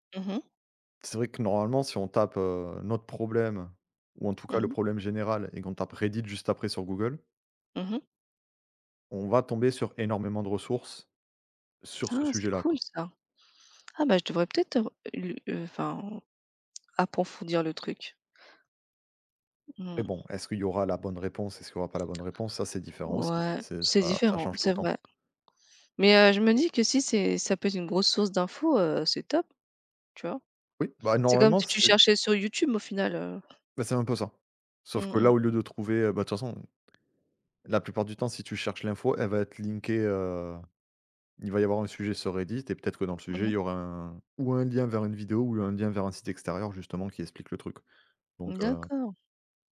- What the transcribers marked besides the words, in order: other background noise; in English: "linkée"
- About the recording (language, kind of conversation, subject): French, unstructured, Comment les réseaux sociaux influencent-ils vos interactions quotidiennes ?